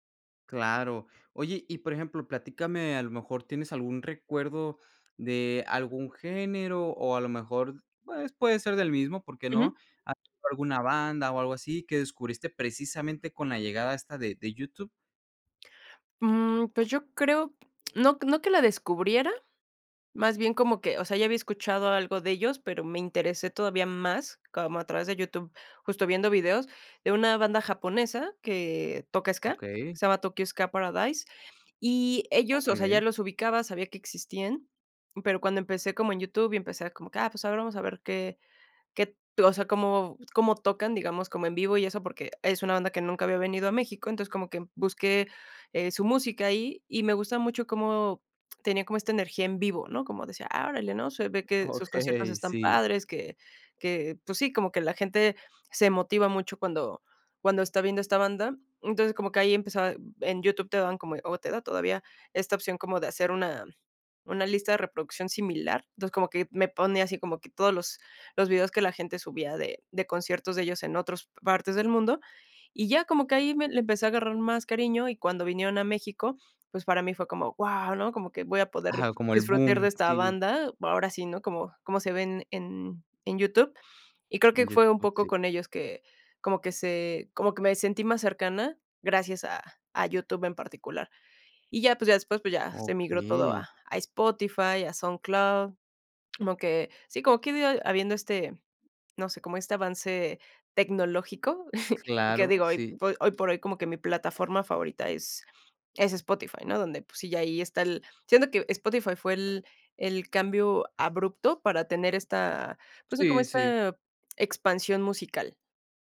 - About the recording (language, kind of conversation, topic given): Spanish, podcast, ¿Cómo ha influido la tecnología en tus cambios musicales personales?
- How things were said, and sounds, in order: tapping; "disfrutar" said as "disfruter"; unintelligible speech; chuckle